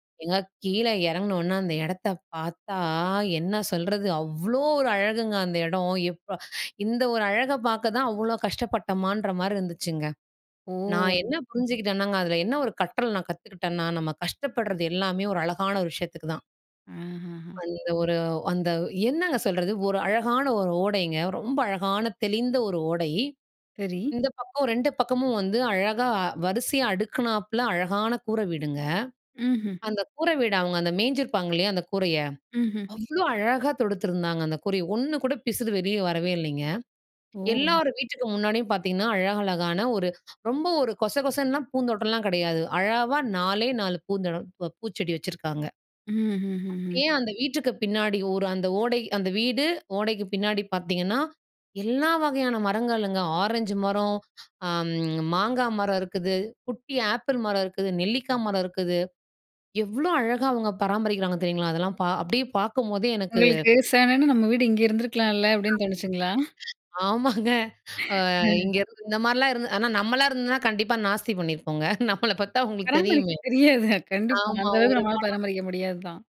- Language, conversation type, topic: Tamil, podcast, உங்கள் கற்றல் பயணத்தை ஒரு மகிழ்ச்சி கதையாக சுருக்கமாகச் சொல்ல முடியுமா?
- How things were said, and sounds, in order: surprised: "ஏங்க, கீழே இறங்குனோன அந்த இடத்தை … கஷ்டப்பட்டமான்ற மாரி இருந்துச்சுங்க"; inhale; drawn out: "ஓ!"; joyful: "எல்லார் வீட்டுக்கு முன்னாடியும் பாத்தீங்கன்னா, அழகழகான … அப்படியே பார்க்கும்போதே எனக்கு"; inhale; inhale; laughing while speaking: "உங்களுக்கு செவனேன்னு, நம்ம வீடு இங்க இருந்துருக்கலாம்ல அப்படின்னு தோணிச்சுங்களா?"; unintelligible speech; laughing while speaking: "அ இங்க இருந்து இந்த மாதிரிலாம் … ஆமா, ஒரு படம்"; laugh; laughing while speaking: "பராமரிக்க தெரியாது. கண்டிப்பா அந்த அளவுக்கு நம்மால பராமரிக்க முடியாது தான்"; tapping